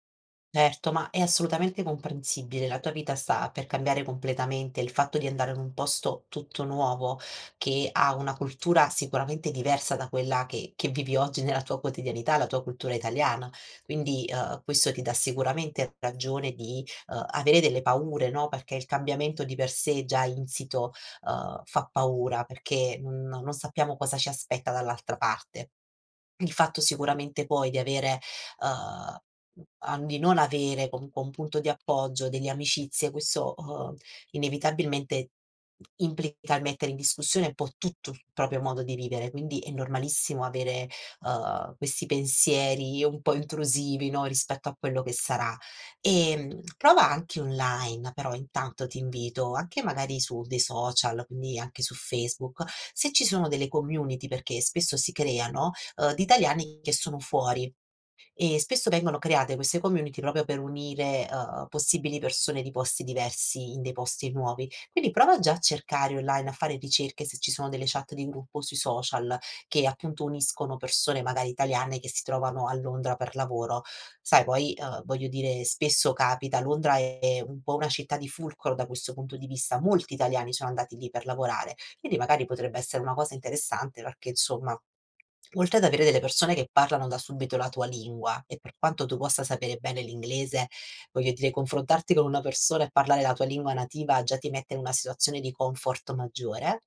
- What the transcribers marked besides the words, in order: other background noise; tapping; "proprio" said as "propio"; "proprio" said as "propio"
- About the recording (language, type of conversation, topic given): Italian, advice, Trasferimento in una nuova città